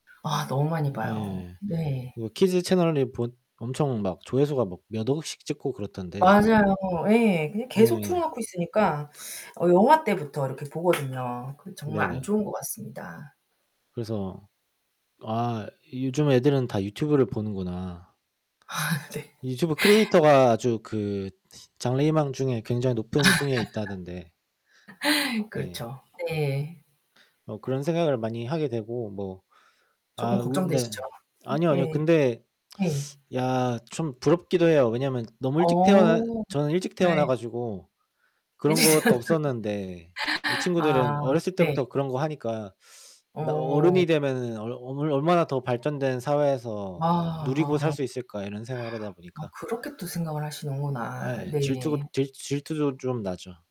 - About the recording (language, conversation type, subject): Korean, unstructured, 미래를 생각할 때 가장 기대되는 것은 무엇인가요?
- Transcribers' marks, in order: static; tapping; other background noise; laughing while speaking: "아 네"; laugh; distorted speech; laughing while speaking: "이제 저는"